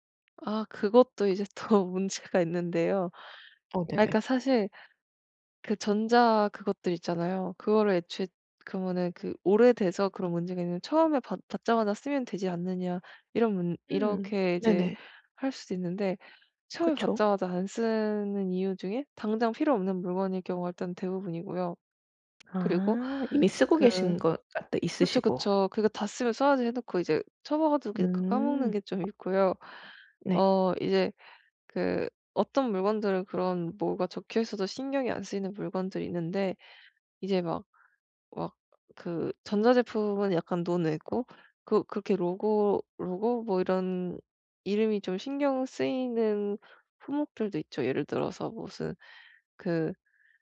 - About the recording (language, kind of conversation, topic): Korean, advice, 감정이 담긴 오래된 물건들을 이번에 어떻게 정리하면 좋을까요?
- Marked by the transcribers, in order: tapping; "처박아 두고" said as "처박아 두기"